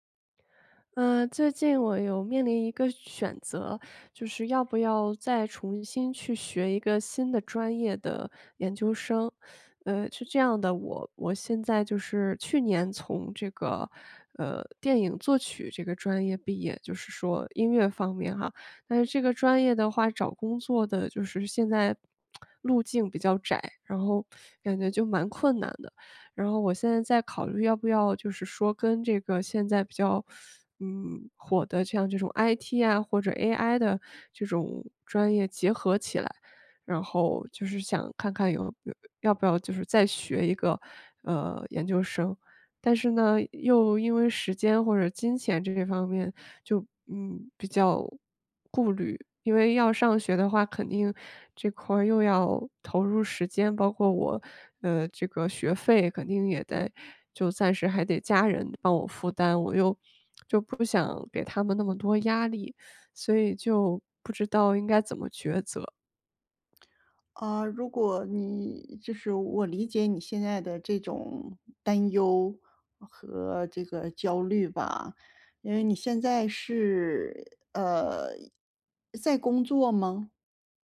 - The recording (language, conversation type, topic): Chinese, advice, 你是否考虑回学校进修或重新学习新技能？
- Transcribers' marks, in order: tsk; lip smack